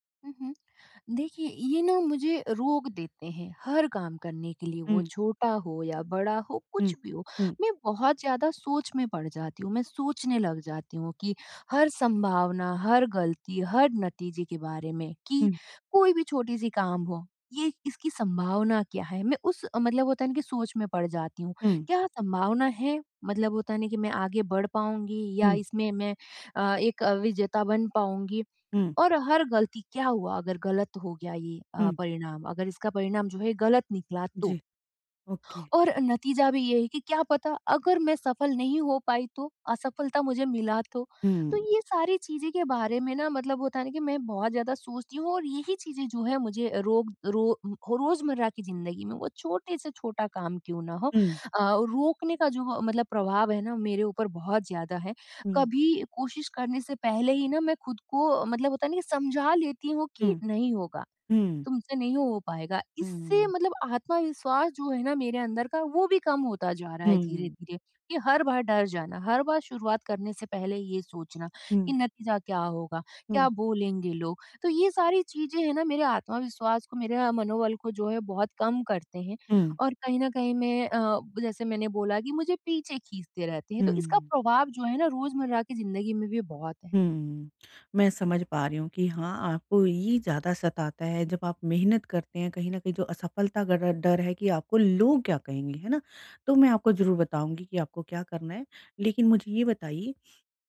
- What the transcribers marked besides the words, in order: in English: "ओके"
- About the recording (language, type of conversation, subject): Hindi, advice, असफलता के डर को नियंत्रित करना